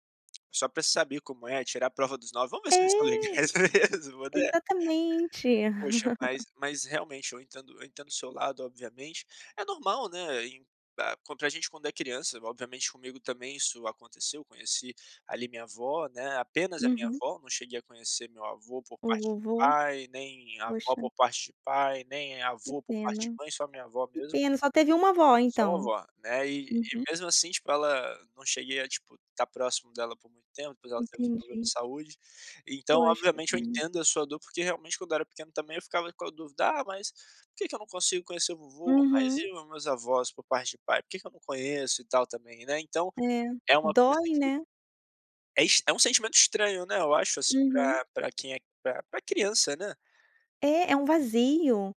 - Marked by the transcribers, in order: laughing while speaking: "mesmo"; chuckle
- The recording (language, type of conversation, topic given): Portuguese, podcast, De que modo os avós influenciam os valores das crianças?